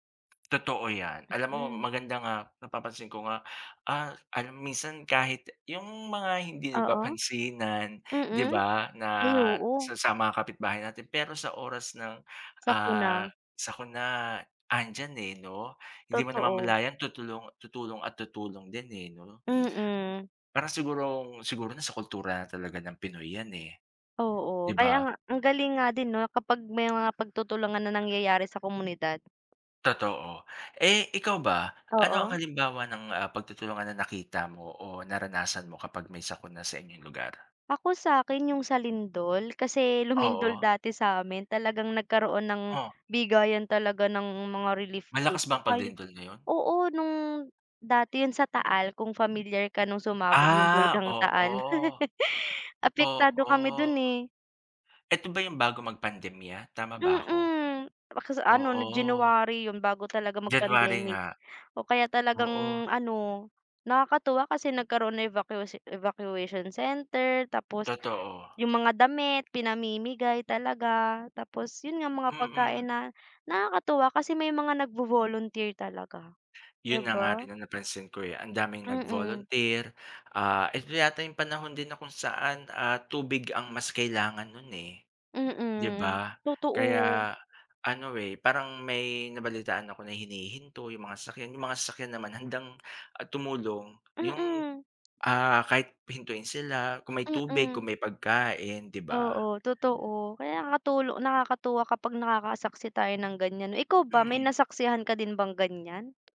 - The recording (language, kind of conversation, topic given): Filipino, unstructured, Paano mo inilalarawan ang pagtutulungan ng komunidad sa panahon ng sakuna?
- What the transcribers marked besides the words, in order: tapping; other noise; lip smack; other background noise; laugh; "ano" said as "anon"